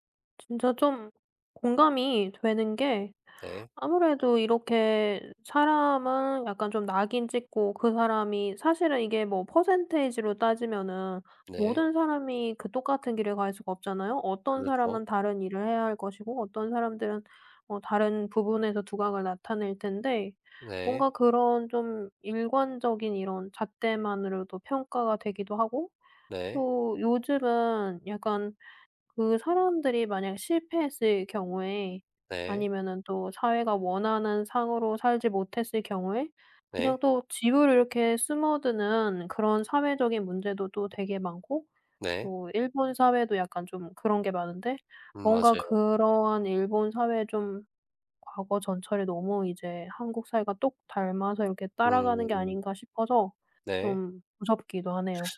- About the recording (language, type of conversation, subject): Korean, podcast, 실패를 숨기려는 문화를 어떻게 바꿀 수 있을까요?
- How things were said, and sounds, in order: tapping; other background noise